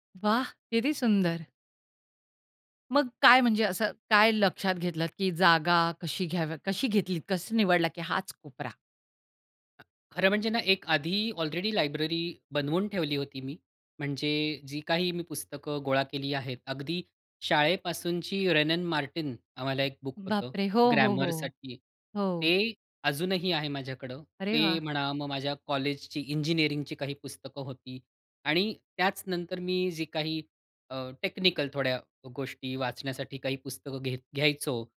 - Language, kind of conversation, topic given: Marathi, podcast, एक छोटा वाचन कोपरा कसा तयार कराल?
- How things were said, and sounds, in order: tapping; other background noise